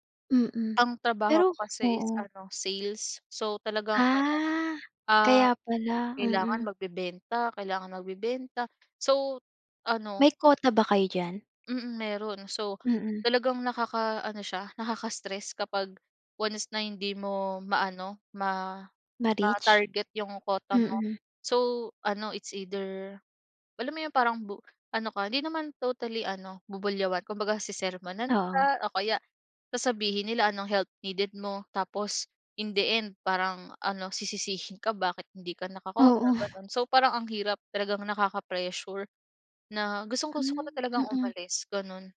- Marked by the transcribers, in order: other background noise
- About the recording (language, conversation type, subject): Filipino, podcast, Paano mo nalaman kung kailangan mo nang umalis sa trabaho?